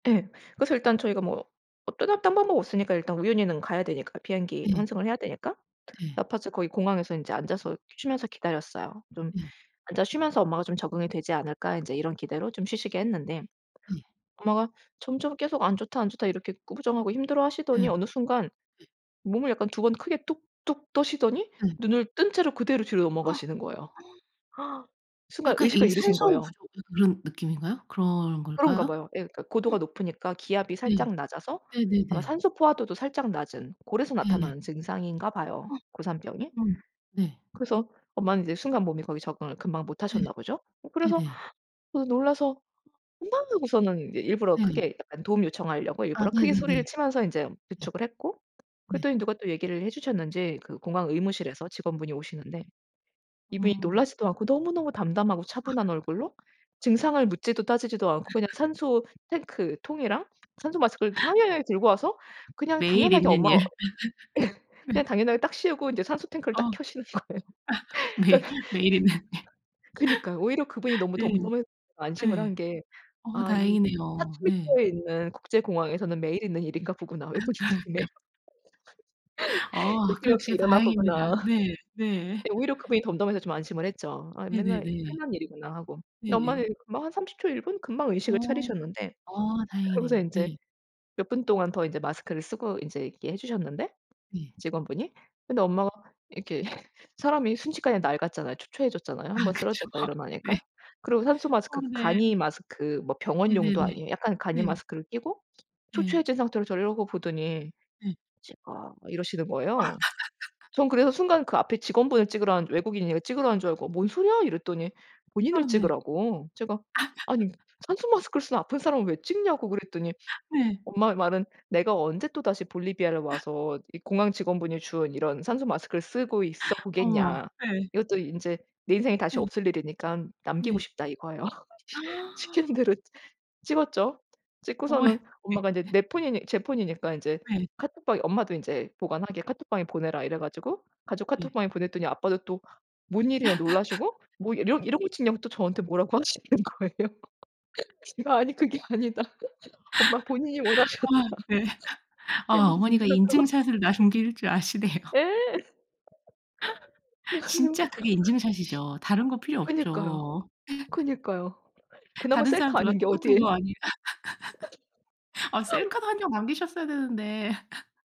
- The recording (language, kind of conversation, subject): Korean, podcast, 여행 중에 찍은 사진 한 장과 그 사진에 얽힌 사연이 있으신가요?
- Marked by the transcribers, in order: tapping; other background noise; gasp; other noise; surprised: "엄마"; laugh; laugh; laugh; cough; laugh; laugh; laughing while speaking: "매일, 매일 있는 일"; laughing while speaking: "거예요"; laugh; laughing while speaking: "외국인들에게"; laugh; laughing while speaking: "아 그쵸. 네"; laugh; laugh; laugh; gasp; laugh; laughing while speaking: "어머야. 네"; laugh; laughing while speaking: "하시는 거예요. 제가 아니 그게 아니다. 엄마 본인이 원하셨다"; laugh; laughing while speaking: "네"; unintelligible speech; laughing while speaking: "남길 줄 아시네요"; laughing while speaking: "그래가지고"; laugh; laughing while speaking: "아니에"; laugh